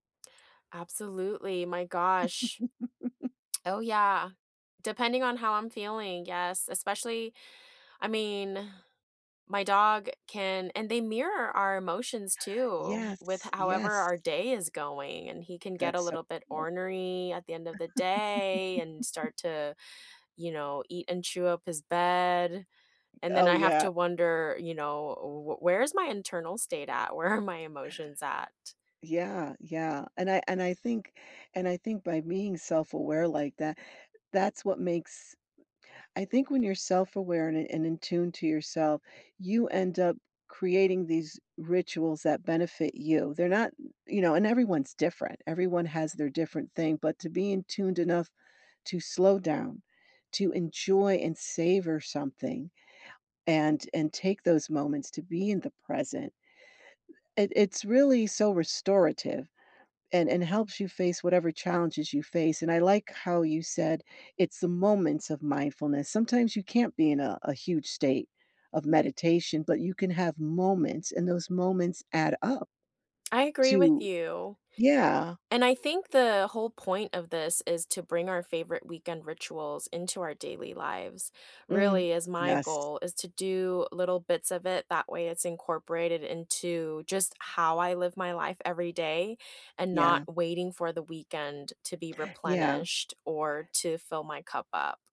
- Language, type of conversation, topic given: English, unstructured, What’s the story behind your favorite weekend ritual, and what makes it meaningful to you today?
- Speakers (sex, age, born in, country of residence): female, 35-39, United States, United States; female, 55-59, United States, United States
- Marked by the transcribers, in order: tapping; chuckle; other background noise; chuckle; laughing while speaking: "Where"